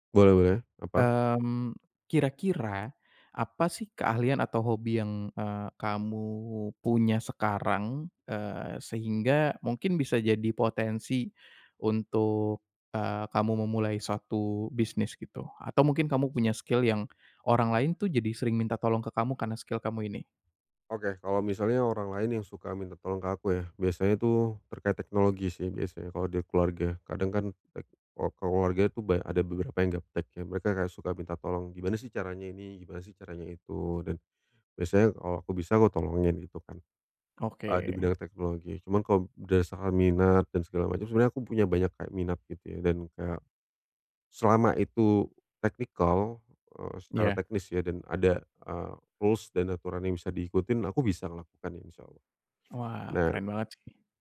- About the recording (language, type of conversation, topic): Indonesian, advice, Bagaimana cara menemukan mentor yang tepat untuk membantu perkembangan karier saya?
- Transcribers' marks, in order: in English: "skill"; in English: "skill"; tapping; in English: "technical"; in English: "rules"; other background noise